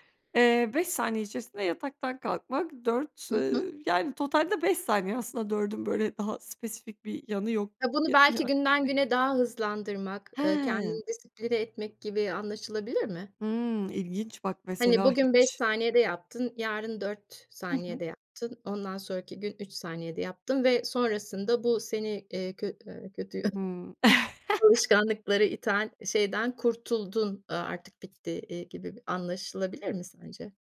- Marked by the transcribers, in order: tapping; other background noise; unintelligible speech; cough; chuckle
- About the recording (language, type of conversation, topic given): Turkish, podcast, Yaratıcı bir rutinin var mı, varsa nasıl işliyor?